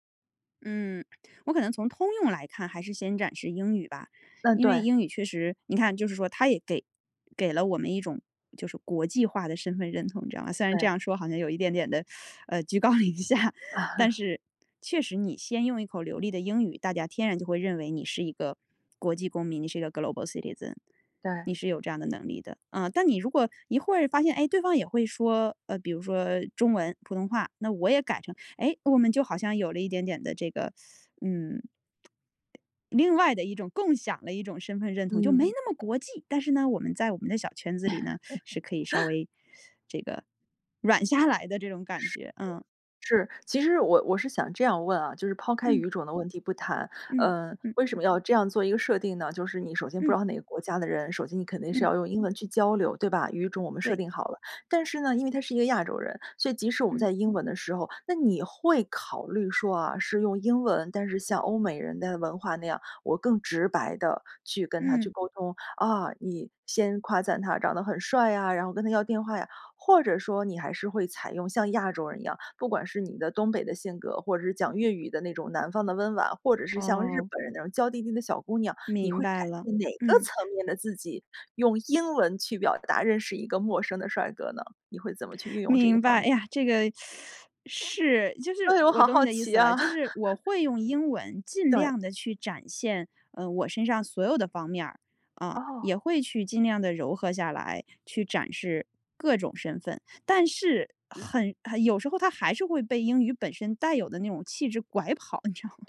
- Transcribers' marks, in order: teeth sucking; laughing while speaking: "居高临下"; chuckle; in English: "Global Citizen"; teeth sucking; other background noise; chuckle; laughing while speaking: "软下来"; teeth sucking; chuckle; laughing while speaking: "你知道吗？"
- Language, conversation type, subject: Chinese, podcast, 语言在你的身份认同中起到什么作用？